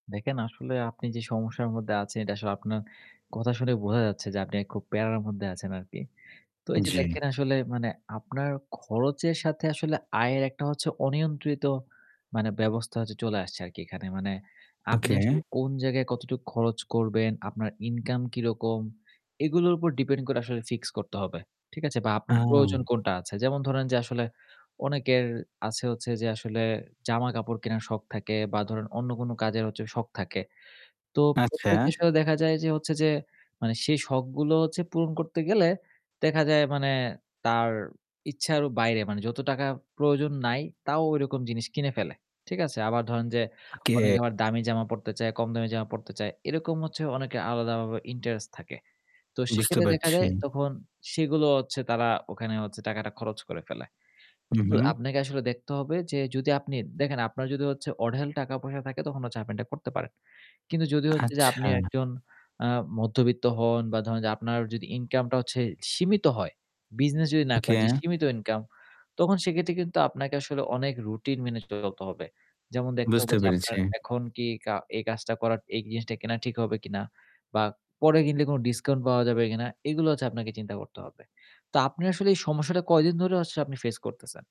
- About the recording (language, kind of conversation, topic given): Bengali, advice, আমি কেন মাসিক বাজেট মানতে পারছি না এবং কেন সব টাকা শেষ হয়ে যাচ্ছে?
- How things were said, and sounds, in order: static; "দেখেন" said as "দেকেন"; "আছেন" said as "আচে"; other background noise; distorted speech; mechanical hum